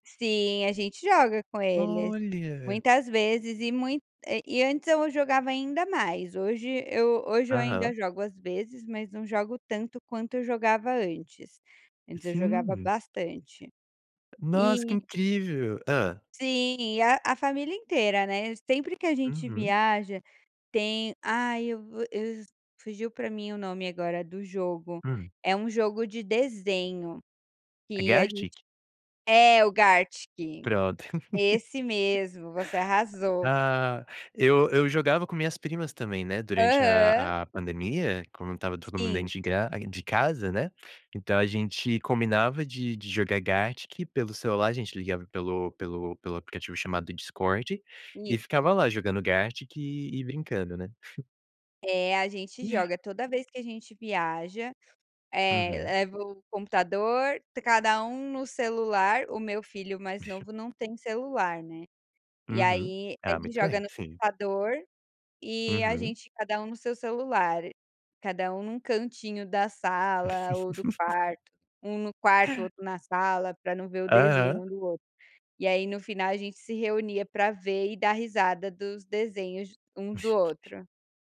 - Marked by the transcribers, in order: tapping; laugh; chuckle; other background noise; unintelligible speech; laugh; chuckle
- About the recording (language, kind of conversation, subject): Portuguese, podcast, Como cada geração na sua família usa as redes sociais e a tecnologia?